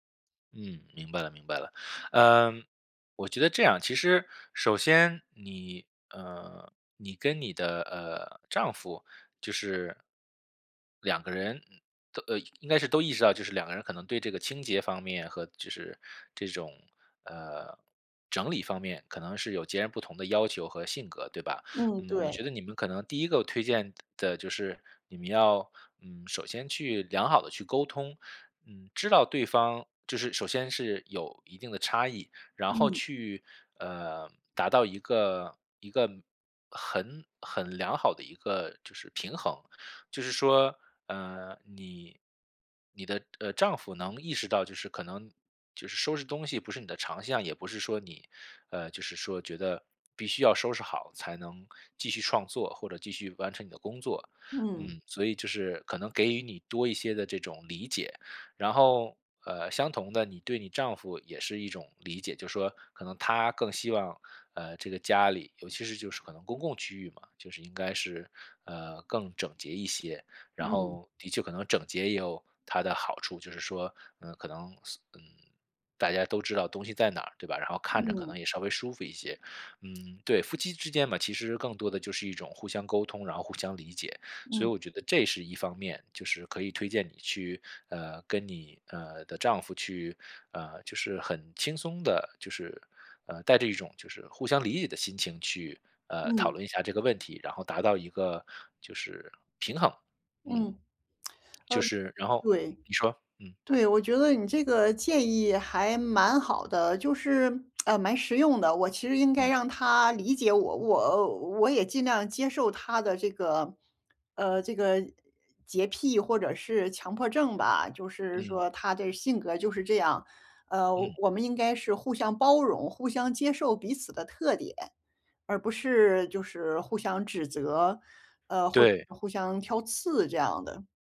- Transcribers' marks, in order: other noise; lip smack; tsk
- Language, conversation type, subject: Chinese, advice, 你如何长期保持创作空间整洁且富有创意氛围？